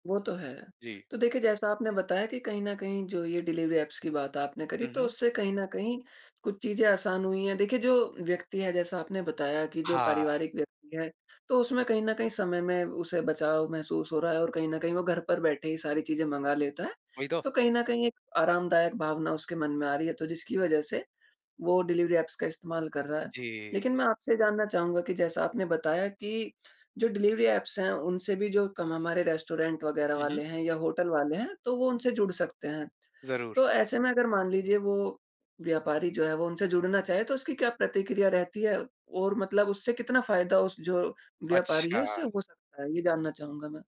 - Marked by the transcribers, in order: in English: "डिलिवरी ऐप्स"; in English: "डिलिवरी ऐप्स"; in English: "डिलिवरी ऐप्स"; in English: "रेस्टोरेंट"
- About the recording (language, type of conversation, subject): Hindi, podcast, डिलीवरी ऐप्स ने स्थानीय दुकानों पर क्या असर डाला है?